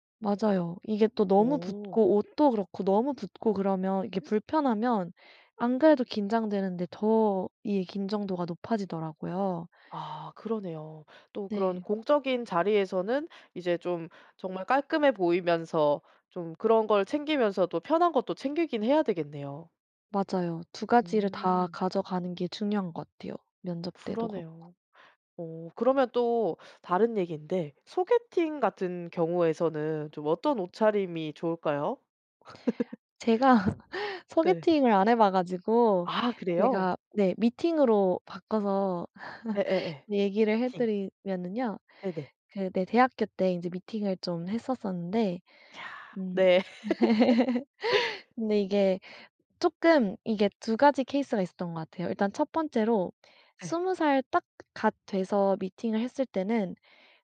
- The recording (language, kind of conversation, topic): Korean, podcast, 첫인상을 좋게 하려면 옷은 어떻게 입는 게 좋을까요?
- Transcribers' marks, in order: other background noise; laugh; laugh; laugh; laugh